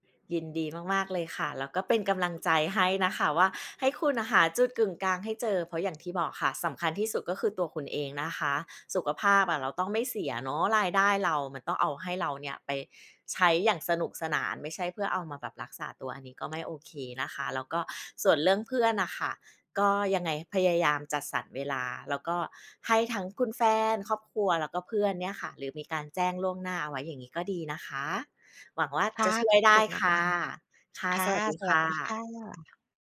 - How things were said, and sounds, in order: none
- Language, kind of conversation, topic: Thai, advice, คุณควรทำอย่างไรเมื่อรู้สึกผิดที่ต้องเว้นระยะห่างจากคนรอบตัวเพื่อโฟกัสงาน?